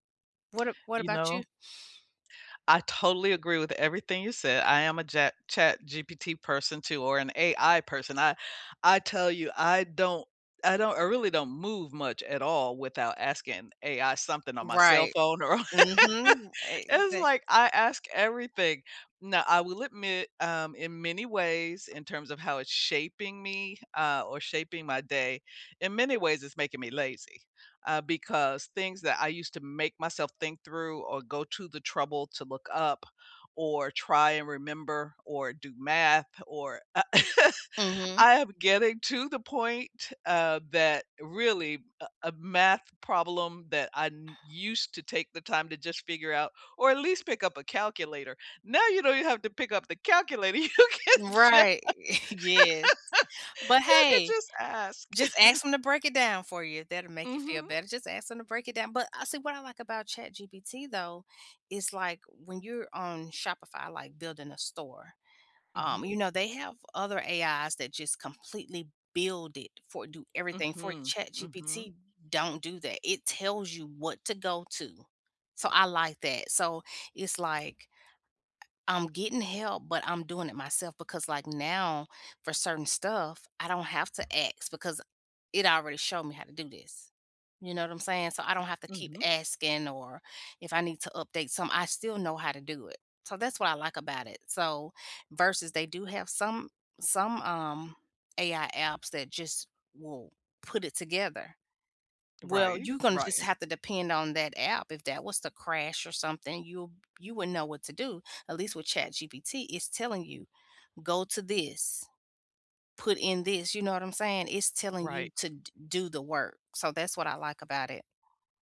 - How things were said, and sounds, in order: tapping; laugh; laugh; chuckle; laughing while speaking: "You can just"; laugh
- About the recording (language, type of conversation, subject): English, unstructured, How does technology shape your daily habits and help you feel more connected?